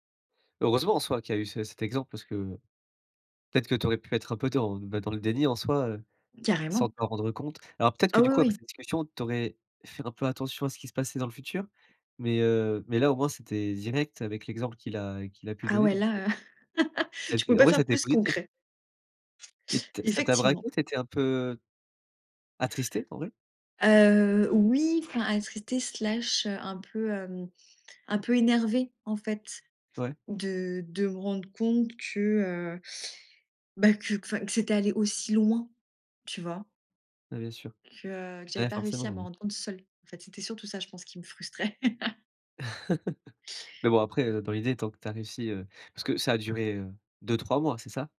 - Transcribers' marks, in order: chuckle; tapping; chuckle; other background noise
- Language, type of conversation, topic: French, podcast, Qu’est-ce qui fonctionne pour garder un bon équilibre entre le travail et la vie de famille ?
- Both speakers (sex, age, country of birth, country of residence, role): female, 30-34, France, France, guest; male, 20-24, France, France, host